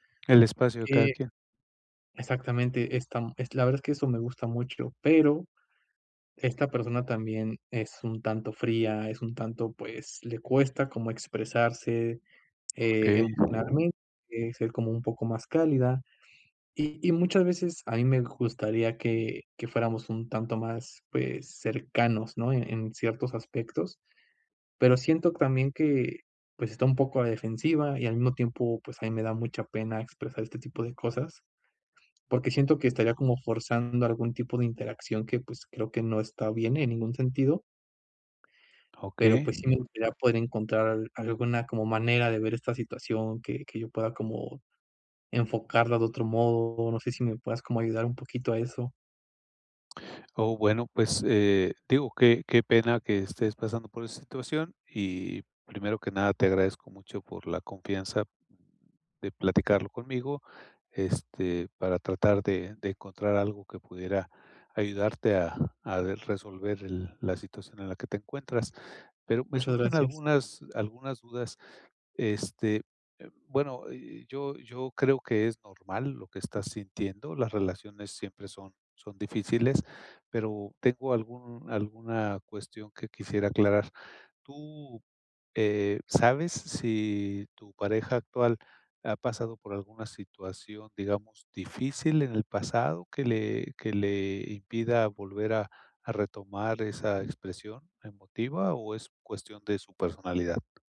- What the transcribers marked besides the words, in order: unintelligible speech; tapping
- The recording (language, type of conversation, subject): Spanish, advice, ¿Cómo puedo comunicar lo que necesito sin sentir vergüenza?